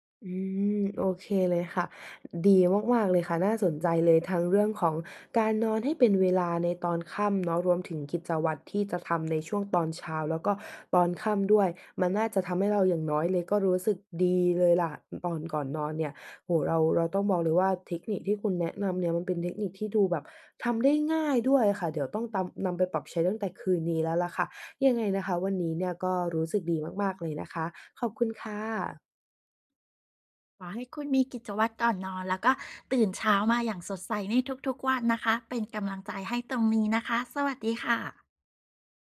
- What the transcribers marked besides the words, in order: none
- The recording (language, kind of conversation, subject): Thai, advice, จะสร้างกิจวัตรก่อนนอนให้สม่ำเสมอทุกคืนเพื่อหลับดีขึ้นและตื่นตรงเวลาได้อย่างไร?